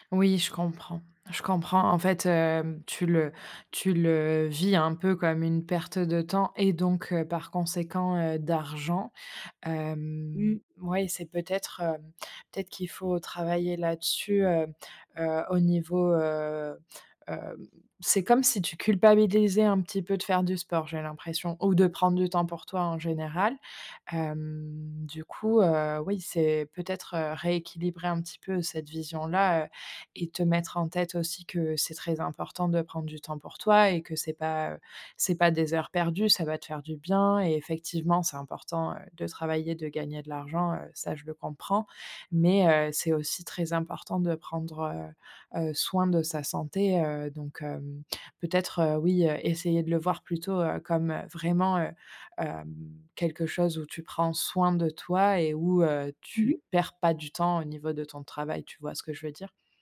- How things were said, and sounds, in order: none
- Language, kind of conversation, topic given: French, advice, Comment puis-je commencer une nouvelle habitude en avançant par de petites étapes gérables chaque jour ?